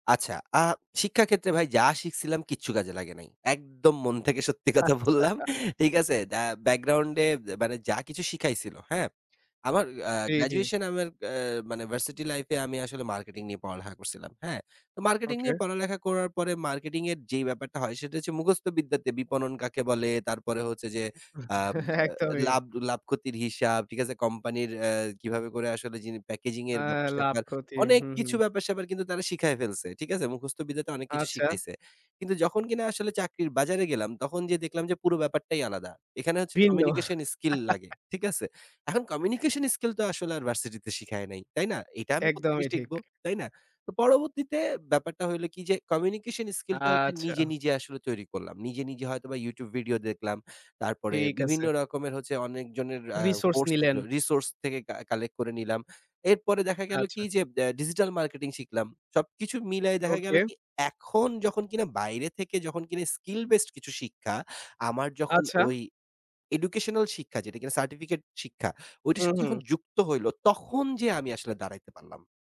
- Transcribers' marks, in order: laughing while speaking: "সত্যি কথা বললাম, ঠিক আছে?"; laughing while speaking: "আচ্ছা"; other background noise; chuckle; laughing while speaking: "একদমই"; chuckle; tapping; in English: "skill based"
- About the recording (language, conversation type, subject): Bengali, podcast, স্কিলভিত্তিক শিক্ষার দিকে কি বেশি মনোযোগ দেওয়া উচিত?